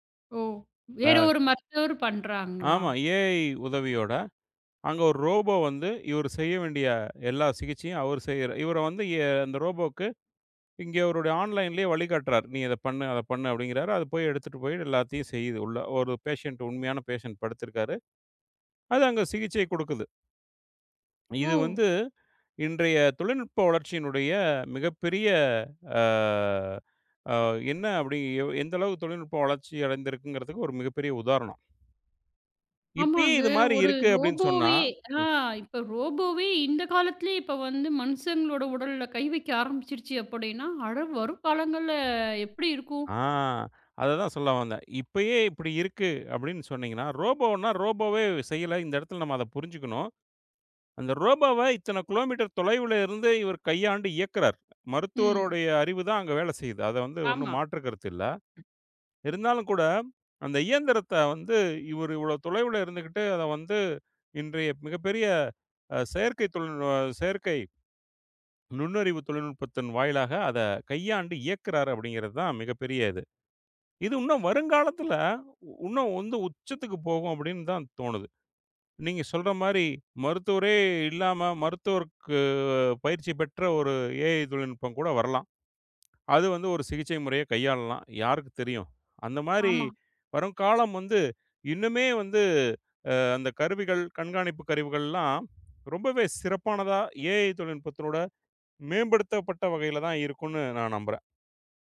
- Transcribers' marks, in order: other background noise; in English: "ரோபோ"; in English: "ரோபோக்கு"; in English: "ஆன்லைன்லயே"; in English: "பேஷண்ட்"; in English: "பேஷண்ட்"; surprised: "ஓ"; other noise; in English: "ரோபோவே"; tapping; in English: "ரோபோனா ரோபோவே"; in English: "ரோபோவ"; tongue click; "இன்னும்" said as "உண்ணு"; "இன்னும்" said as "உண்ணு"
- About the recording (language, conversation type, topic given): Tamil, podcast, உடல்நலம் மற்றும் ஆரோக்கியக் கண்காணிப்பு கருவிகள் எதிர்காலத்தில் நமக்கு என்ன தரும்?